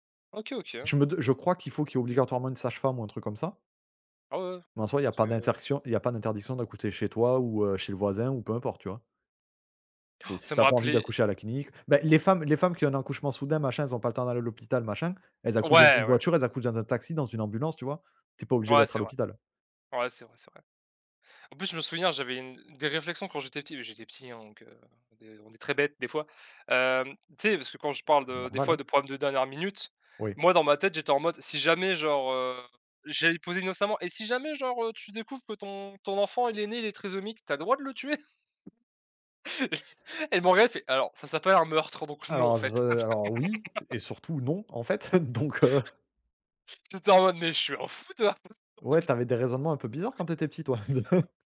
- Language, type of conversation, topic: French, unstructured, Qu’est-ce qui te choque dans certaines pratiques médicales du passé ?
- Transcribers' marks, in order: "d'interdiction" said as "d'interqsion"; "d'accoucher" said as "d'accouter"; put-on voice: "Et si jamais genre tu … de le tuer ?"; chuckle; tapping; laugh; laugh; laughing while speaking: "donc heu"; chuckle; laughing while speaking: "J'étais en mode : Mais je … genre de que"; other background noise; chuckle